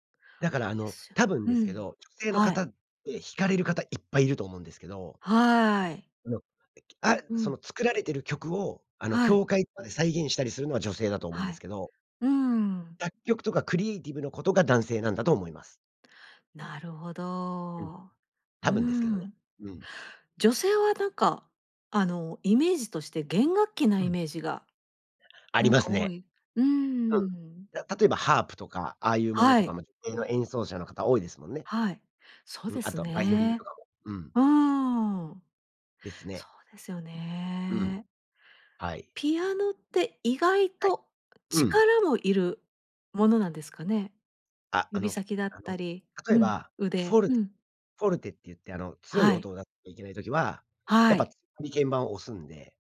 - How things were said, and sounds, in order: other background noise
- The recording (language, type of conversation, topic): Japanese, podcast, 家族の音楽はあなたにどんな影響を与えましたか？